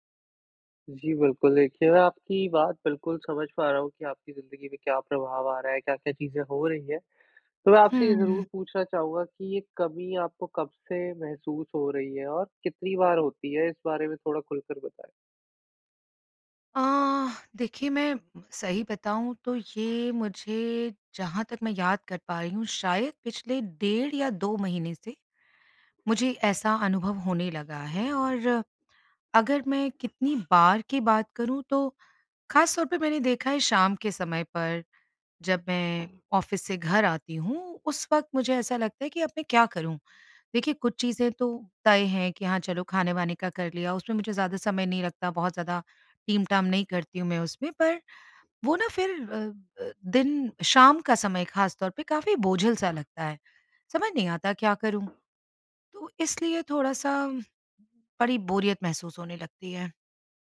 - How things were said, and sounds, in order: in English: "ऑफिस"
- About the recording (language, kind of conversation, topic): Hindi, advice, रोज़मर्रा की दिनचर्या में मायने और आनंद की कमी